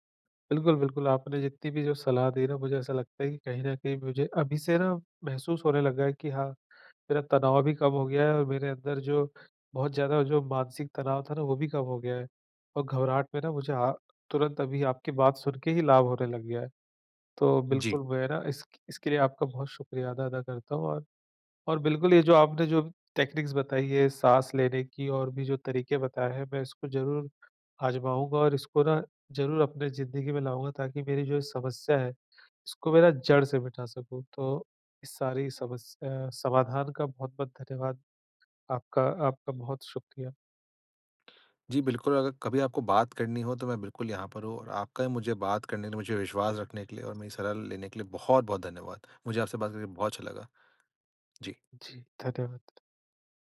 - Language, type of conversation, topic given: Hindi, advice, मैं गहरी साँसें लेकर तुरंत तनाव कैसे कम करूँ?
- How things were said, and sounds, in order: in English: "टेक्निक्स"